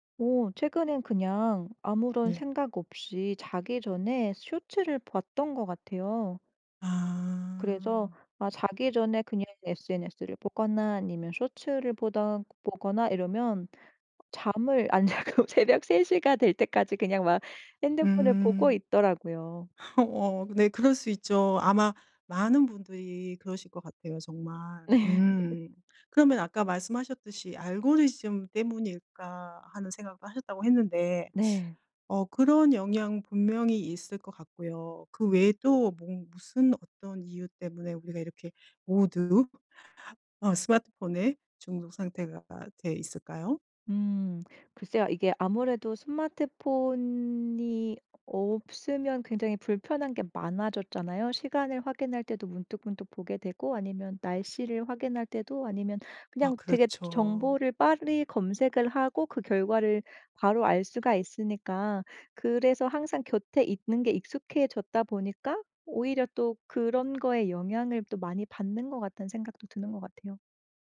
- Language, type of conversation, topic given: Korean, podcast, 스마트폰 중독을 줄이는 데 도움이 되는 습관은 무엇인가요?
- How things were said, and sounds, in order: other background noise; laughing while speaking: "안 자고"; other noise; tapping; laughing while speaking: "네"; laugh; teeth sucking